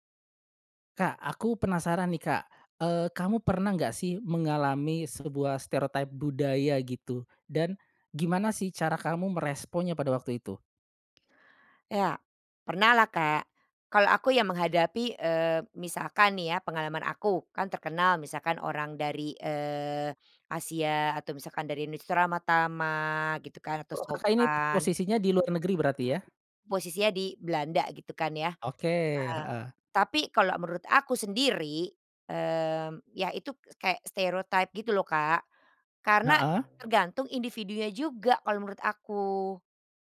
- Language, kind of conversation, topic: Indonesian, podcast, Pernahkah kamu mengalami stereotip budaya, dan bagaimana kamu meresponsnya?
- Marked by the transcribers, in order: none